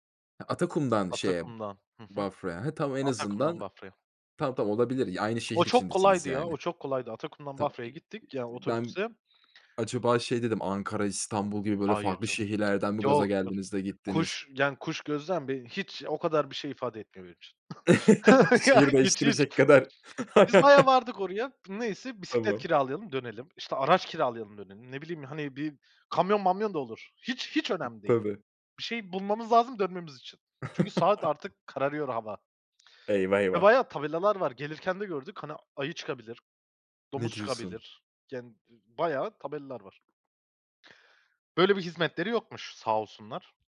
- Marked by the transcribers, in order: other background noise; tsk; laugh; laughing while speaking: "Ya, hiç, hiç"; laugh; laugh; unintelligible speech; laugh
- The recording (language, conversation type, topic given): Turkish, podcast, Unutamadığın bir doğa maceranı anlatır mısın?